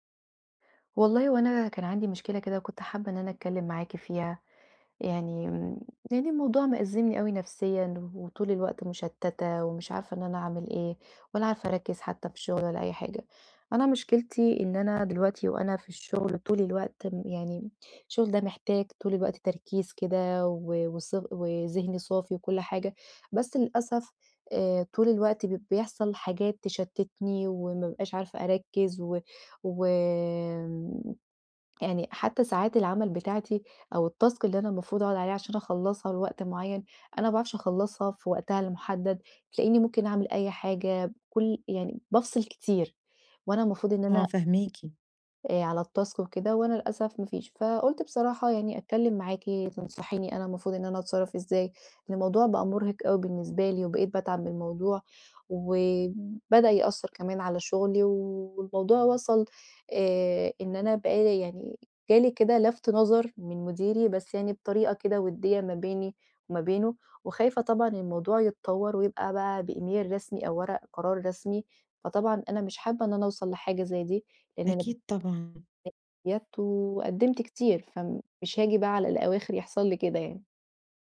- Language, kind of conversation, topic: Arabic, advice, إزاي أقلّل التشتت عشان أقدر أشتغل بتركيز عميق ومستمر على مهمة معقدة؟
- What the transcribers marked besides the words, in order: in English: "التاسك"; tapping; in English: "التاسك"; in English: "بإيميل"; unintelligible speech